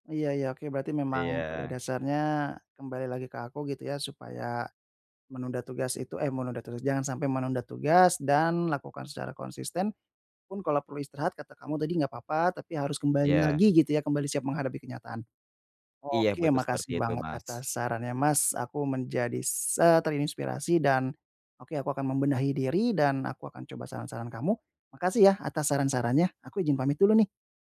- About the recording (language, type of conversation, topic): Indonesian, advice, Bagaimana cara mengatasi kebiasaan menunda tugas sekolah saat banyak gangguan?
- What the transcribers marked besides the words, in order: tapping